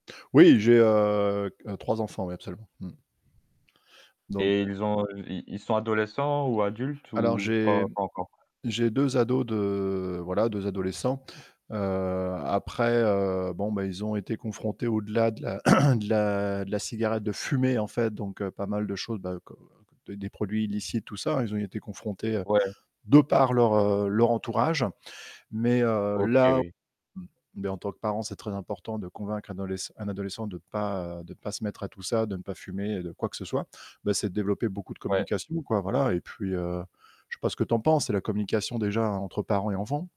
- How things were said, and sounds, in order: static; tapping; other background noise; throat clearing
- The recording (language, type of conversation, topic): French, unstructured, Comment convaincre un adolescent d’arrêter de fumer ?